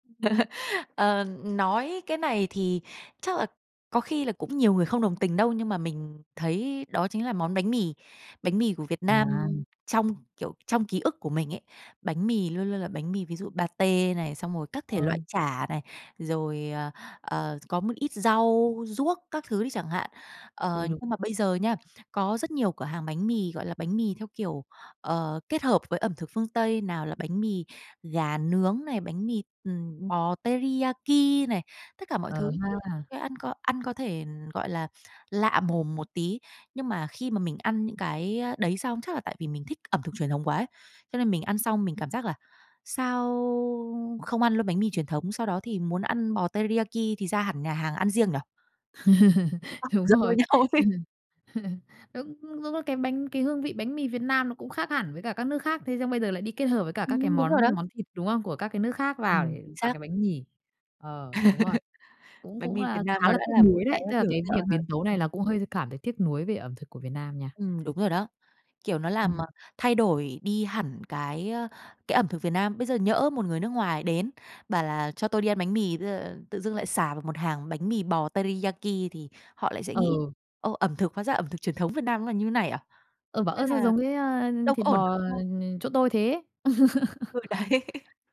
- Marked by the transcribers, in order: laugh; tapping; other background noise; in Japanese: "teriyaki"; in Japanese: "teriyaki"; laugh; laughing while speaking: "Đúng rồi"; laugh; unintelligible speech; laughing while speaking: "nhau"; laugh; in Japanese: "teriyaki"; laugh; laughing while speaking: "đấy"
- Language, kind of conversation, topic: Vietnamese, podcast, Bạn cảm thấy thế nào khi món ăn truyền thống bị biến tấu?